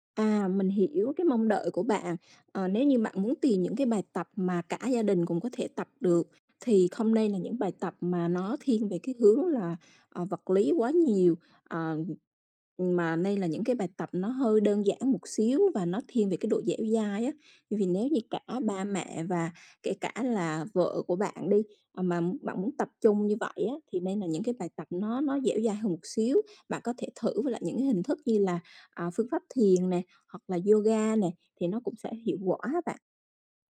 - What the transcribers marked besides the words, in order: other background noise
- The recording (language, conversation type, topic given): Vietnamese, advice, Làm sao để sắp xếp thời gian tập luyện khi bận công việc và gia đình?